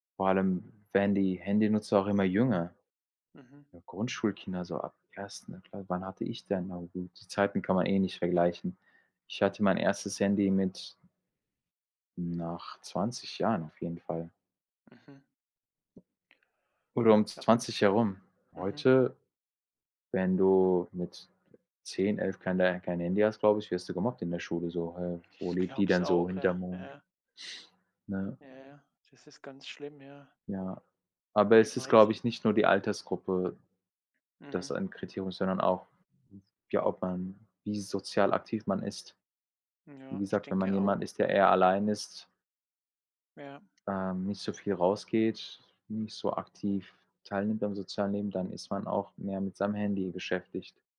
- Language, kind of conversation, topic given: German, unstructured, Glaubst du, dass Smartphones uns abhängiger machen?
- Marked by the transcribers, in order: other background noise; tapping